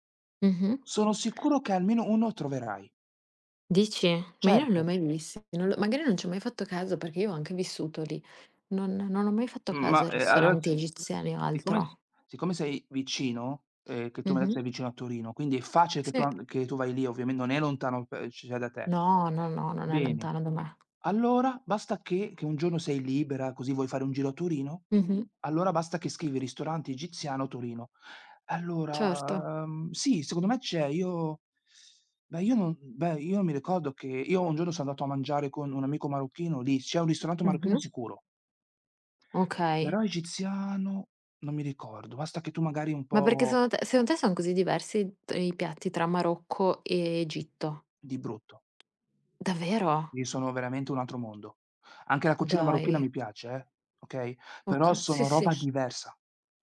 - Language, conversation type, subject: Italian, unstructured, Hai un ricordo speciale legato a un pasto in famiglia?
- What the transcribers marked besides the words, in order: tapping; unintelligible speech; other background noise; teeth sucking